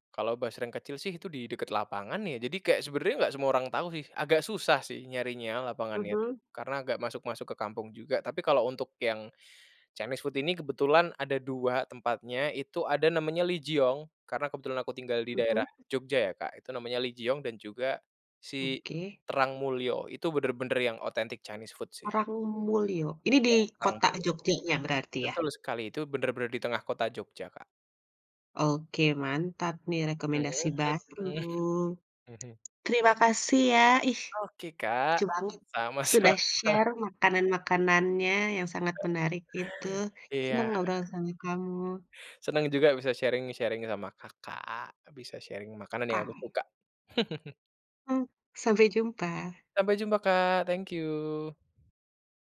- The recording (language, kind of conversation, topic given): Indonesian, podcast, Ceritakan makanan favoritmu waktu kecil, dong?
- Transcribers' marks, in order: in English: "Chinese food"; in English: "Chinese food"; other background noise; in English: "share"; laughing while speaking: "sama-sama"; in English: "sharing-sharing"; in English: "sharing"; chuckle